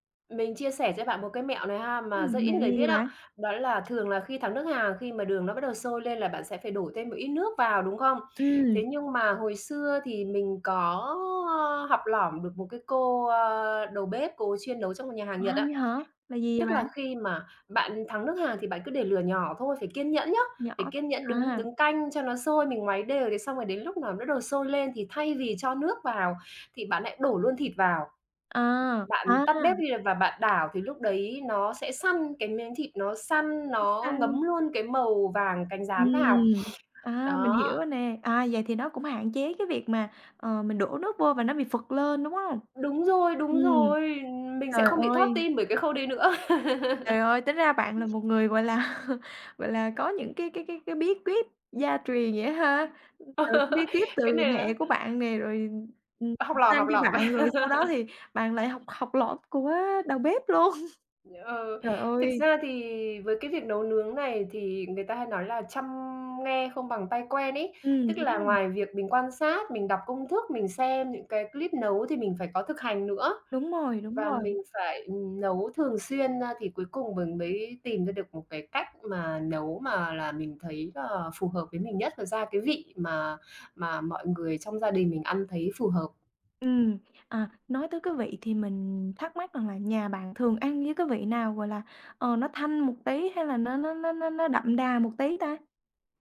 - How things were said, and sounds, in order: tapping; sniff; laughing while speaking: "nữa"; laugh; other background noise; laughing while speaking: "là"; laughing while speaking: "Ờ"; laugh; laughing while speaking: "luôn"; chuckle
- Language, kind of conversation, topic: Vietnamese, podcast, Món ăn bạn tự nấu mà bạn thích nhất là món gì?
- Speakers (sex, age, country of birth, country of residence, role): female, 20-24, Vietnam, Vietnam, host; female, 45-49, Vietnam, Vietnam, guest